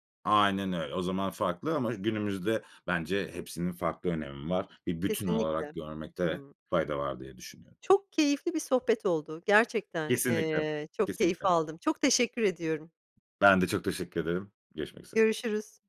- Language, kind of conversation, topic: Turkish, podcast, En unutamadığın film deneyimini anlatır mısın?
- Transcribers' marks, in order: other background noise